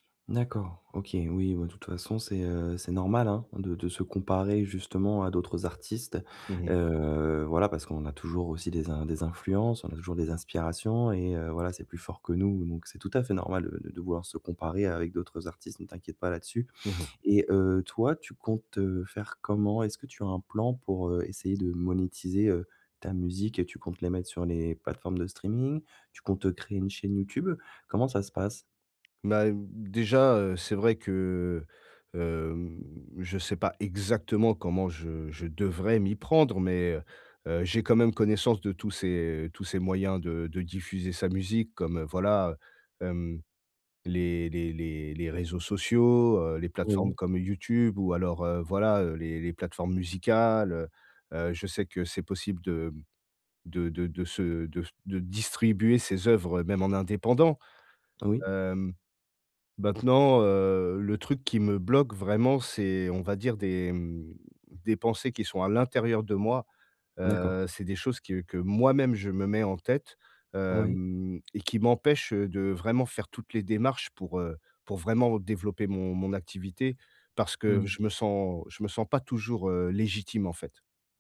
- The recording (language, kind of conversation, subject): French, advice, Comment puis-je baisser mes attentes pour avancer sur mon projet ?
- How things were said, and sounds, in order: tapping